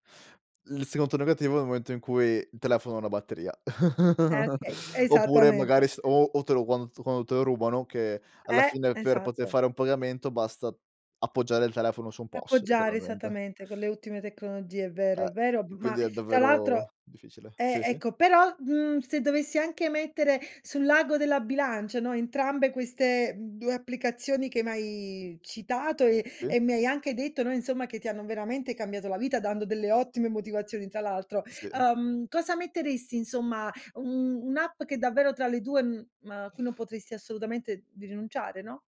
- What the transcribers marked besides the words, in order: unintelligible speech; chuckle
- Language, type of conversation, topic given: Italian, podcast, Quale app ti ha davvero semplificato la vita?